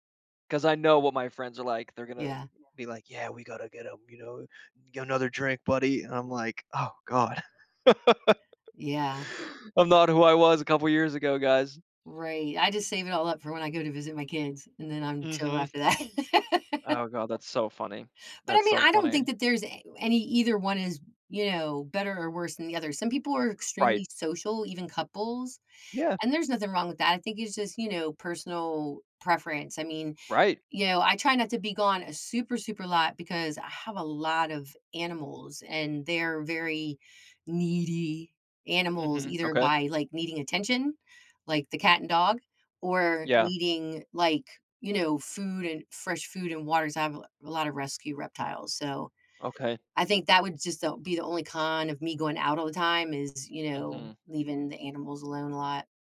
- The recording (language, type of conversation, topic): English, unstructured, What factors influence your choice between spending a night out or relaxing at home?
- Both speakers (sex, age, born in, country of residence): female, 50-54, United States, United States; male, 30-34, United States, United States
- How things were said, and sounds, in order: chuckle; laughing while speaking: "that"; stressed: "needy"